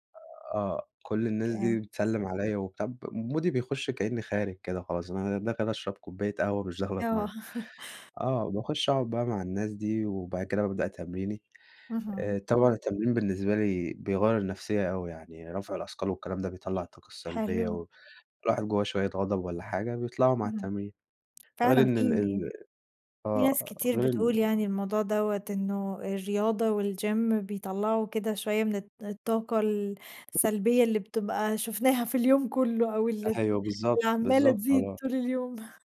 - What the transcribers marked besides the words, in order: other background noise; in English: "مودي"; laughing while speaking: "آه"; horn; in English: "والجيم"; tapping; laughing while speaking: "في اليوم كله، أو ال اللي عمالة تزيد طول اليوم"; laughing while speaking: "أيوه"
- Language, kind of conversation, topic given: Arabic, podcast, إيه هي هوايتك المفضلة وليه؟
- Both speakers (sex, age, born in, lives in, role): female, 20-24, Egypt, Romania, host; male, 20-24, Egypt, Egypt, guest